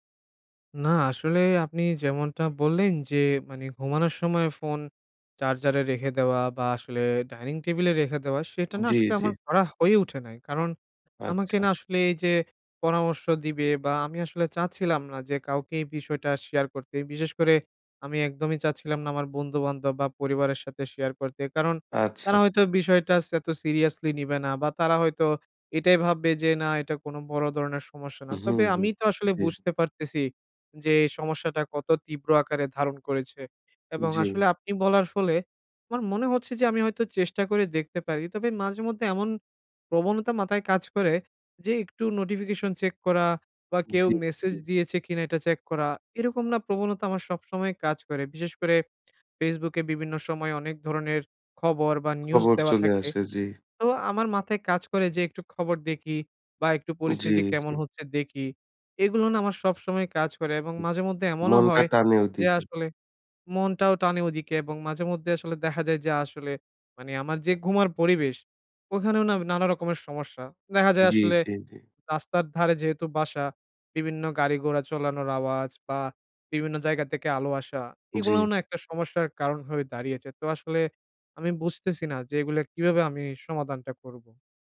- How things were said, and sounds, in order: in English: "notification"; "ঘুমের" said as "ঘুমার"; "চালানোর" said as "চলানোর"
- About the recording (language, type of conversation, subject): Bengali, advice, রাত জেগে থাকার ফলে সকালে অতিরিক্ত ক্লান্তি কেন হয়?